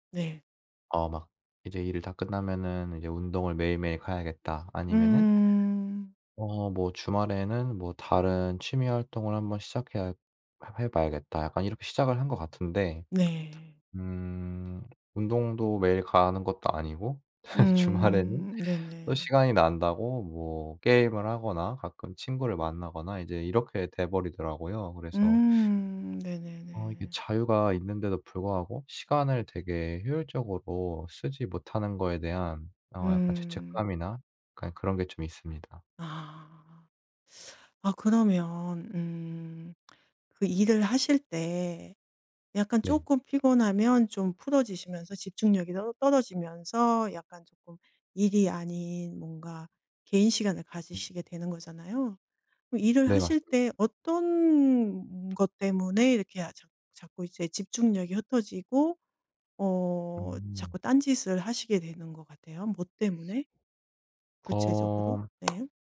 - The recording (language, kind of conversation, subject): Korean, advice, 재택근무로 전환한 뒤 업무 시간과 개인 시간의 경계를 어떻게 조정하고 계신가요?
- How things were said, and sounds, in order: other background noise; laugh; laughing while speaking: "주말에는"